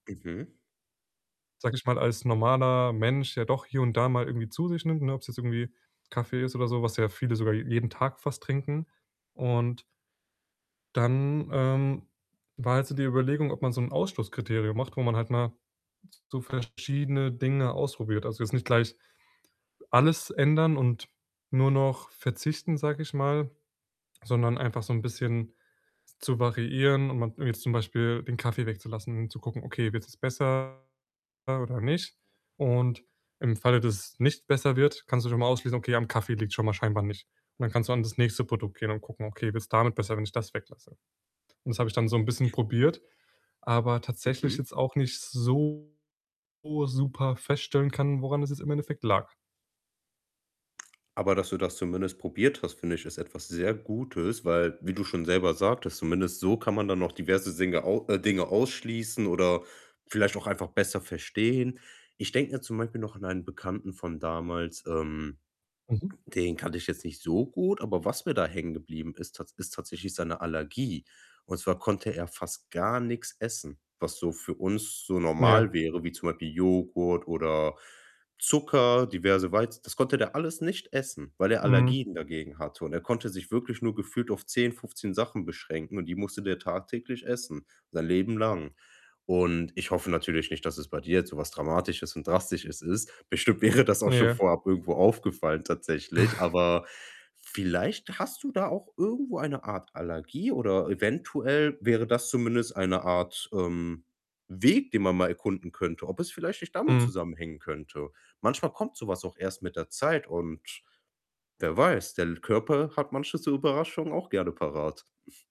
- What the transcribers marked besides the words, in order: static; distorted speech; other background noise; "Dinge" said as "Singe"; laughing while speaking: "wäre"; snort; snort
- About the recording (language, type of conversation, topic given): German, advice, Wie kann ich Schlafprobleme während der Erholung nach einer Krankheit oder Verletzung verbessern?